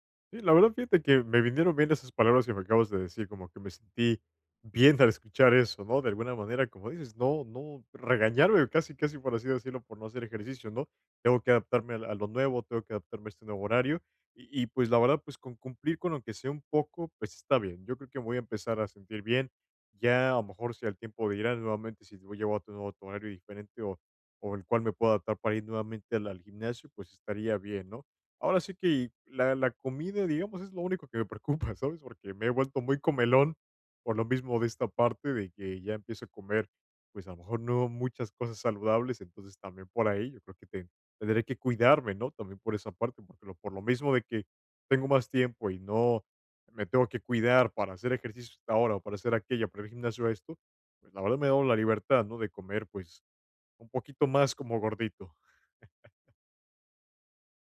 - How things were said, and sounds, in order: stressed: "bien"; giggle; laugh
- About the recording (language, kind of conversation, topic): Spanish, advice, ¿Cómo puedo mantener una rutina de ejercicio regular si tengo una vida ocupada y poco tiempo libre?